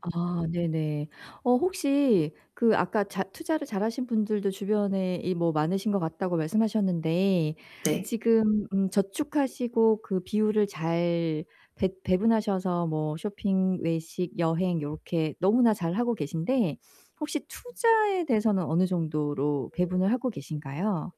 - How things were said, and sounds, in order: distorted speech; tapping; unintelligible speech; other background noise; mechanical hum
- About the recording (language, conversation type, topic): Korean, advice, 단기적인 소비와 장기적인 저축의 균형을 어떻게 맞출 수 있을까요?